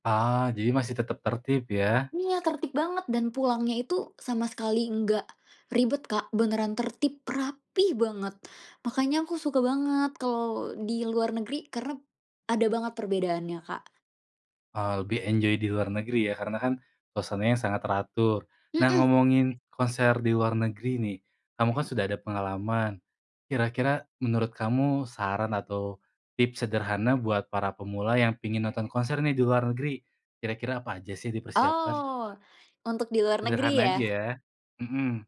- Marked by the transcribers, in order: tapping; in English: "enjoy"
- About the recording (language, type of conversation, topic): Indonesian, podcast, Apa pengalaman menonton konser yang paling berkesan buat kamu?